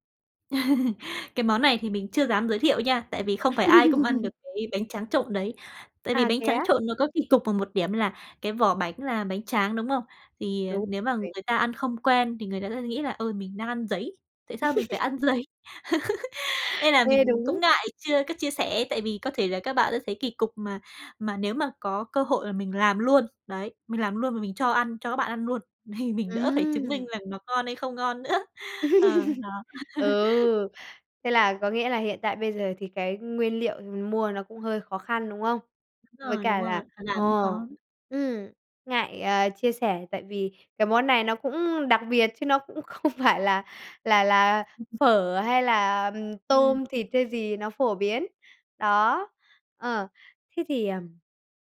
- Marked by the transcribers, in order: laugh; laugh; unintelligible speech; laugh; laugh; laugh; laughing while speaking: "không"; tapping; unintelligible speech
- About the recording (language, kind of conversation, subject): Vietnamese, podcast, Bạn nhớ nhất món ăn đường phố nào và vì sao?